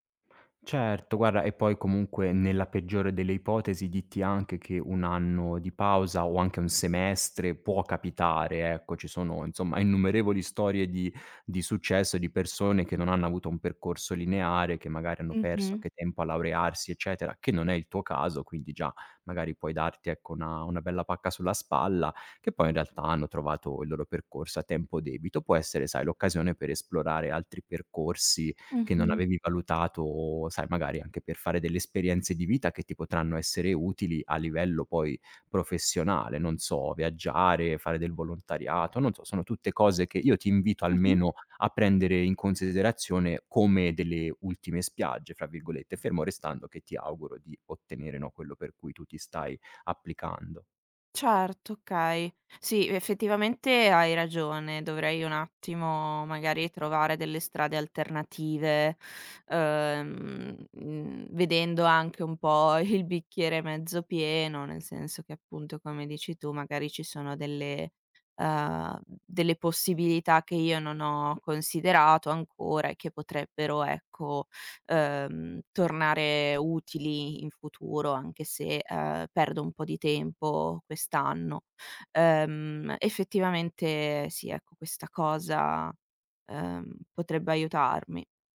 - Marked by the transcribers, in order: "dirti" said as "ditti"; other background noise
- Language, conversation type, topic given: Italian, advice, Come posso gestire l’ansia di fallire in un nuovo lavoro o in un progetto importante?